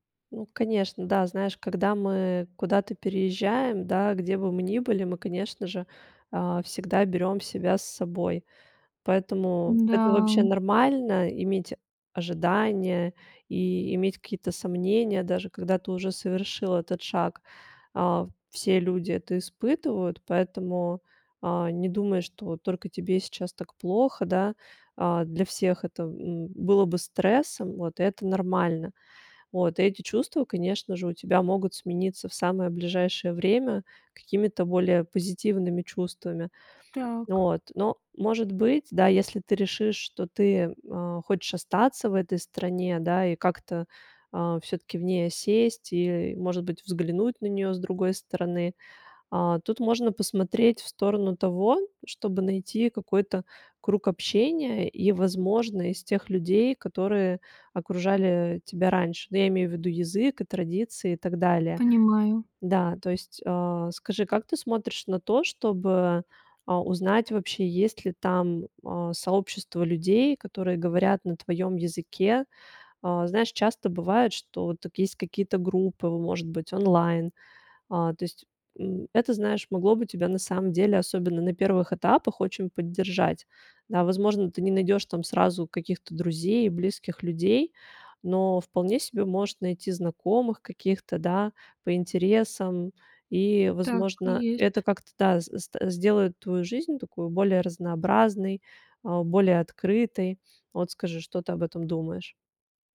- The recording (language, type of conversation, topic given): Russian, advice, Как вы переживаете тоску по дому и близким после переезда в другой город или страну?
- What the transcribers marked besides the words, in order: tapping; other background noise